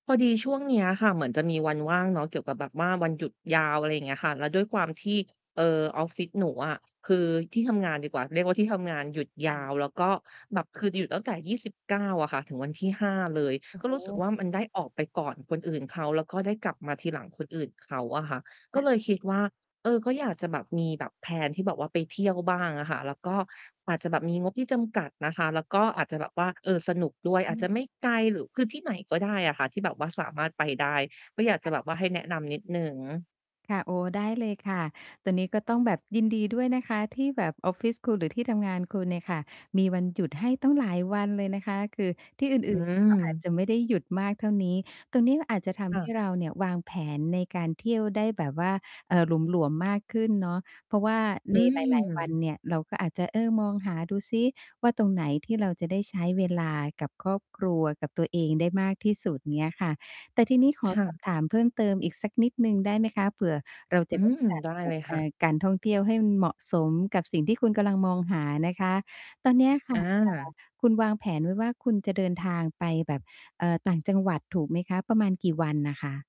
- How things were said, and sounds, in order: distorted speech; mechanical hum; in English: "แพลน"
- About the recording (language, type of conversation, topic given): Thai, advice, จะวางแผนท่องเที่ยวให้คุ้มค่าและสนุกได้อย่างไรเมื่อมีงบจำกัด?